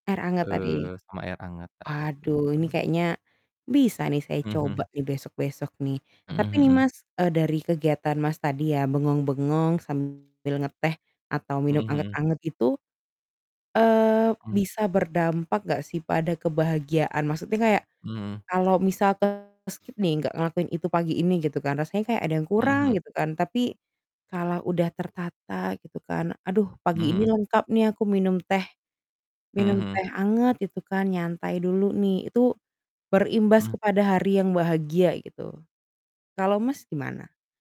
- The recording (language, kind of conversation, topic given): Indonesian, unstructured, Apa kebiasaan kecil yang membuat harimu lebih bahagia?
- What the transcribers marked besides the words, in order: static; other background noise; distorted speech; in English: "skip"